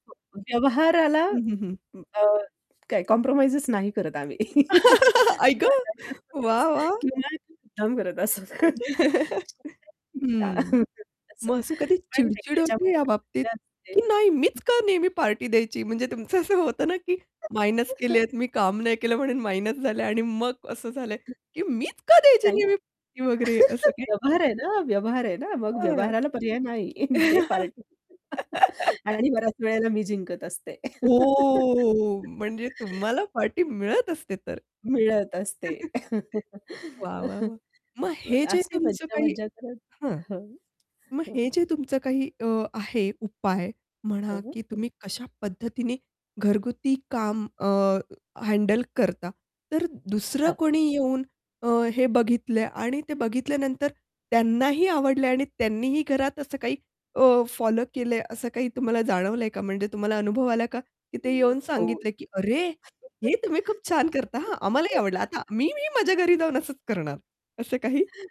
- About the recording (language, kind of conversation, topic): Marathi, podcast, वेळ वाचवण्यासाठी कोणत्या घरगुती युक्त्या उपयोगी पडतात?
- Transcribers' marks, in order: static; tapping; distorted speech; in English: "कॉम्प्रोमाईज"; laugh; laughing while speaking: "आई गं! वाह, वाह!"; laugh; unintelligible speech; laughing while speaking: "मुद्दाम करत असत"; chuckle; unintelligible speech; chuckle; laugh; other background noise; laugh; laugh; chuckle; laugh; drawn out: "हो"; laugh; chuckle; laugh; laugh